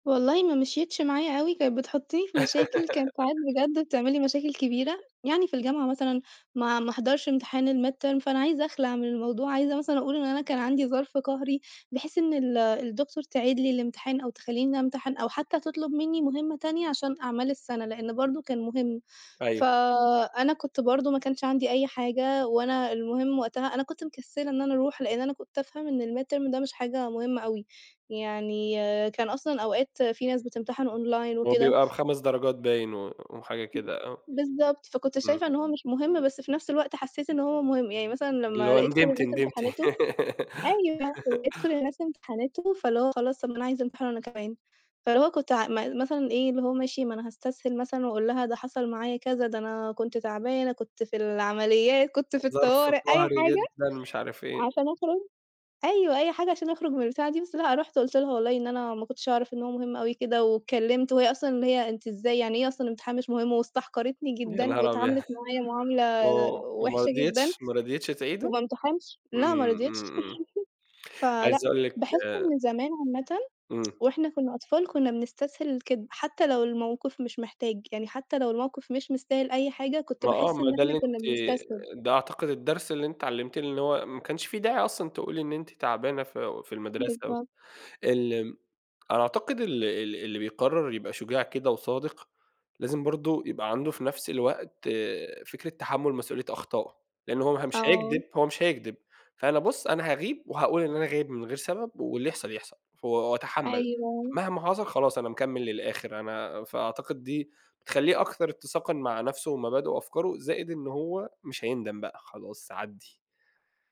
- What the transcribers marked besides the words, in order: laugh; in English: "الmidterm"; in English: "الmidterm"; in English: "أونلاين"; unintelligible speech; laugh; chuckle; tsk
- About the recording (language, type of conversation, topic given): Arabic, podcast, إيه أهم حاجة اتعلمتها من والديك أو من مُرشد في حياتك؟